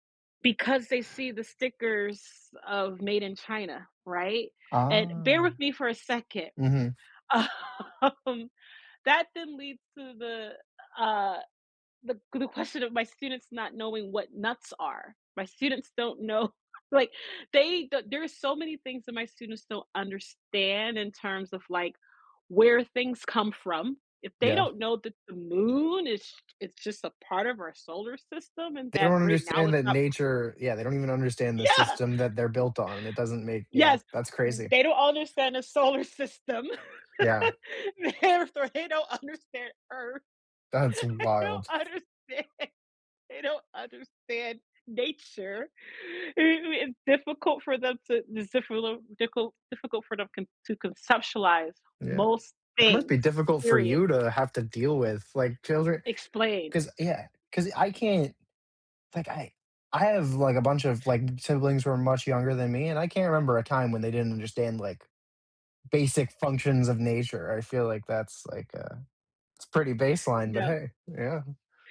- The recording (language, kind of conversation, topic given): English, unstructured, What can we learn from spending time in nature?
- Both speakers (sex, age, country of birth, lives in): female, 35-39, United States, United States; male, 20-24, United States, United States
- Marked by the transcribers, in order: tapping; other background noise; laughing while speaking: "um"; laughing while speaking: "like"; laughing while speaking: "Yeah"; laugh; laughing while speaking: "They're they're they don't understand … don't understand nature"; chuckle